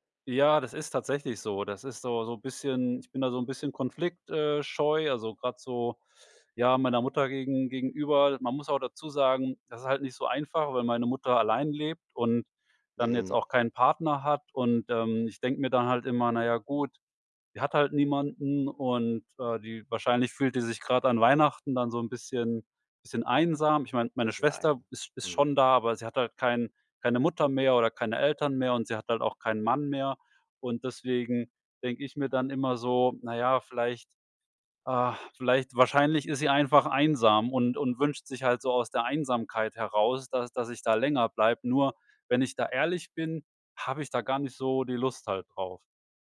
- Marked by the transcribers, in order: unintelligible speech
- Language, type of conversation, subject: German, advice, Wie kann ich einen Streit über die Feiertagsplanung und den Kontakt zu Familienmitgliedern klären?